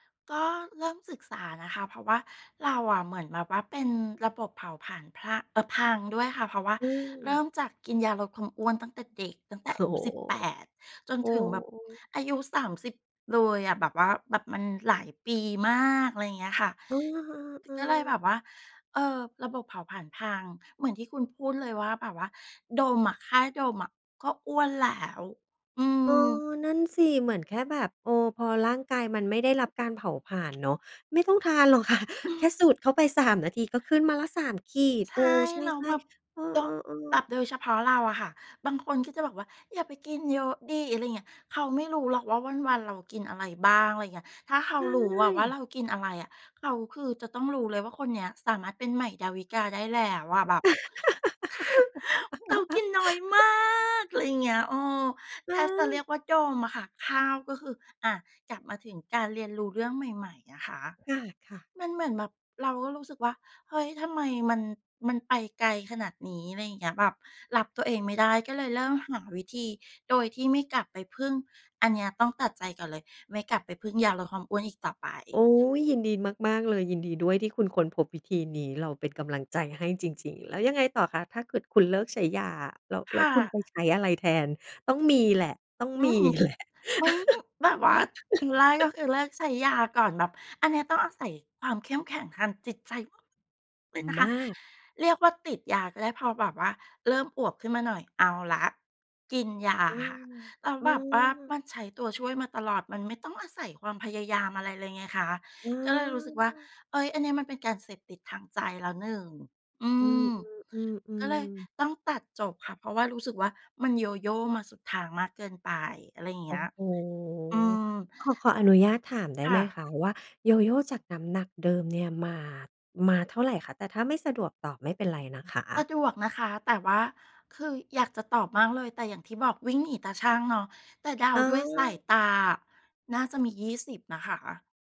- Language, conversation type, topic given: Thai, podcast, คุณเริ่มต้นจากตรงไหนเมื่อจะสอนตัวเองเรื่องใหม่ๆ?
- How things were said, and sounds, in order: tapping; chuckle; laughing while speaking: "ค่ะ"; laugh; laughing while speaking: "คือ"; stressed: "มาก"; laughing while speaking: "แหละ"; chuckle; drawn out: "โอ้โฮ"